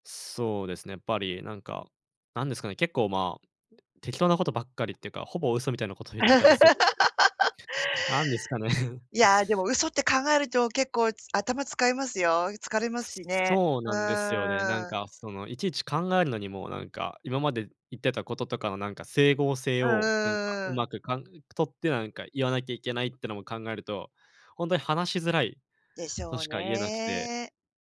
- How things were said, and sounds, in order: laugh; chuckle
- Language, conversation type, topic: Japanese, advice, 友だちの前で自分らしくいられないのはどうしてですか？